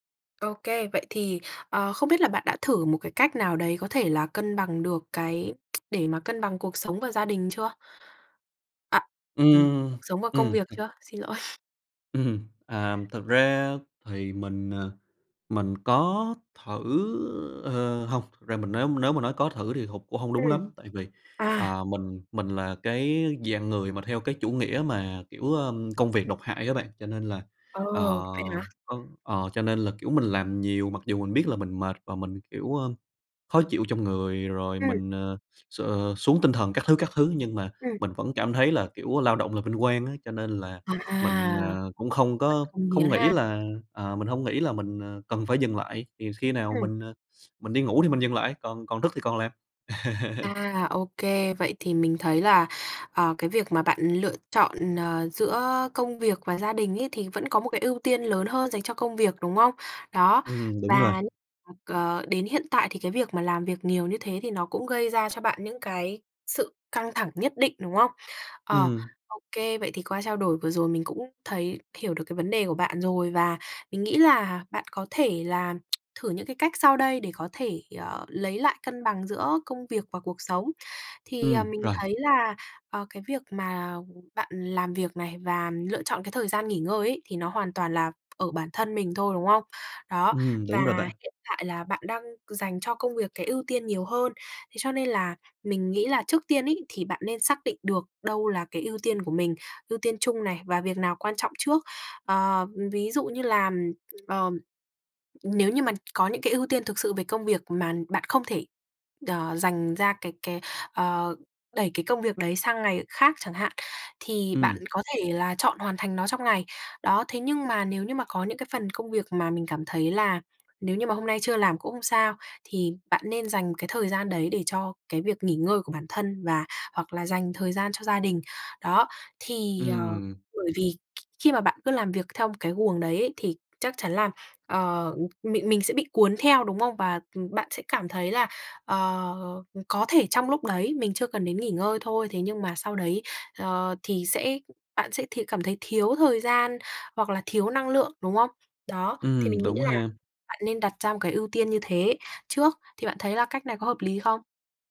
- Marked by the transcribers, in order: other background noise; tsk; other noise; chuckle; laughing while speaking: "Ừm"; tapping; chuckle; tsk
- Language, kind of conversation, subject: Vietnamese, advice, Bạn đang căng thẳng như thế nào vì thiếu thời gian, áp lực công việc và việc cân bằng giữa công việc với cuộc sống?